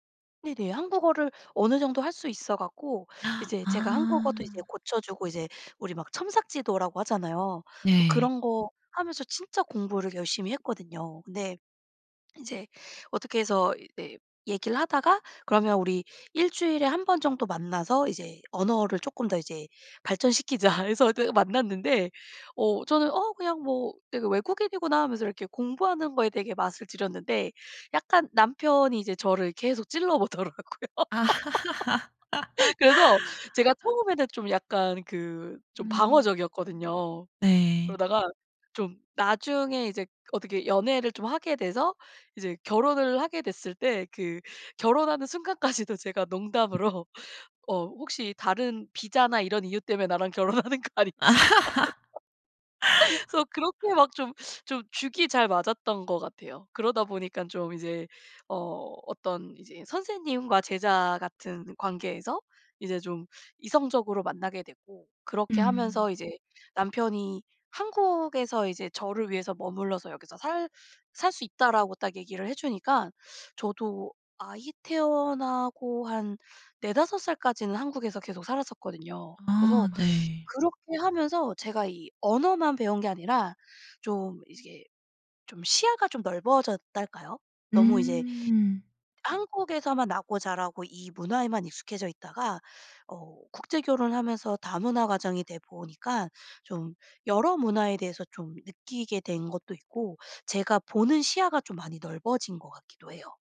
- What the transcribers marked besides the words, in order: tapping; laughing while speaking: "해서 어떻게 만났는데"; laugh; laughing while speaking: "보더라고요"; laugh; other background noise; laughing while speaking: "순간까지도"; laugh; laughing while speaking: "결혼하는 거 아니지?"; laughing while speaking: "하면서"; laugh
- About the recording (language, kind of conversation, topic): Korean, podcast, 어떤 만남이 인생을 완전히 바꿨나요?